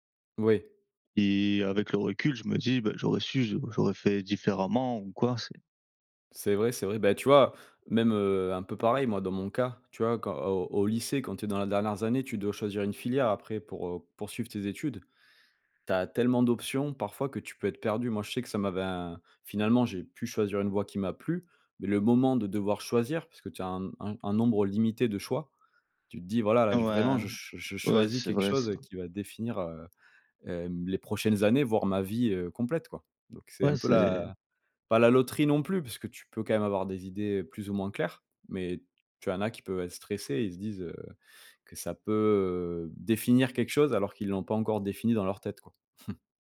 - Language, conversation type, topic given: French, unstructured, Faut-il donner plus de liberté aux élèves dans leurs choix d’études ?
- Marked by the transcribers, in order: tapping; chuckle